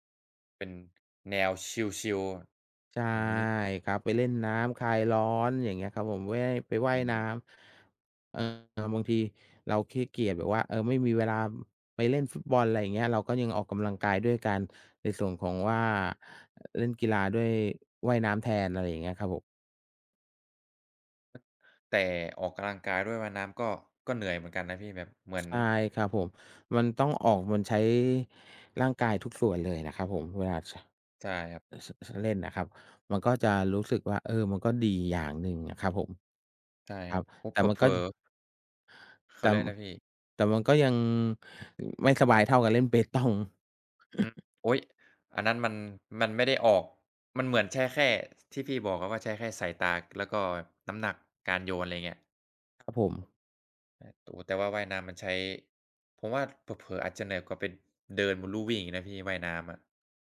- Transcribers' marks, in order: laughing while speaking: "เปตอง"; chuckle; tapping
- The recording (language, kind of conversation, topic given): Thai, unstructured, คุณเคยมีประสบการณ์สนุกๆ ขณะเล่นกีฬาไหม?